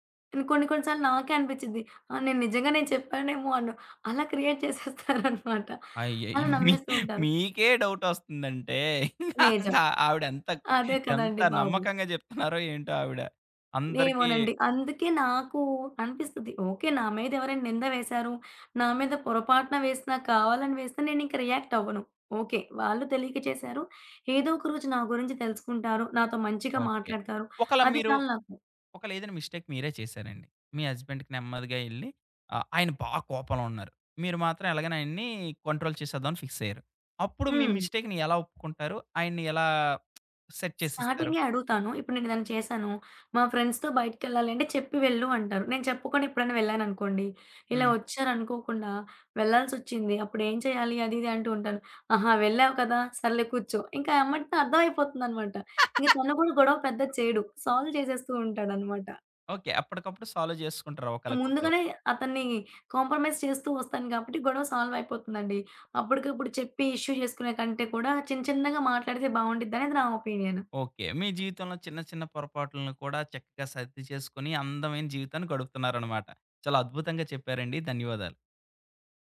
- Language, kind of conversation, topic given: Telugu, podcast, పొరపాట్ల నుంచి నేర్చుకోవడానికి మీరు తీసుకునే చిన్న అడుగులు ఏవి?
- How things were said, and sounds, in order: in English: "క్రియేట్"; giggle; chuckle; in English: "రియాక్ట్"; in English: "మిస్టేక్"; in English: "హస్బెండ్‌కి"; other background noise; in English: "కోంట్రోల్"; in English: "మిస్‌టేక్‌ని"; tapping; lip smack; in English: "సెట్"; in English: "ఫ్రెండ్స్‌తో"; chuckle; in English: "సాల్వ్"; in English: "సాల్వ్"; in English: "కాంప్రమైజ్"; in English: "ఇష్యూ"